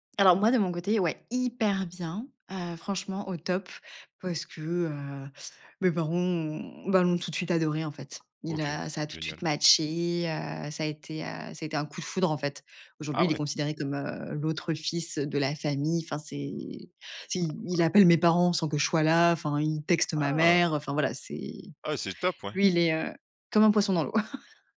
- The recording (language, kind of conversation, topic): French, podcast, Comment présenter un nouveau partenaire à ta famille ?
- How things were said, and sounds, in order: stressed: "hyper"; chuckle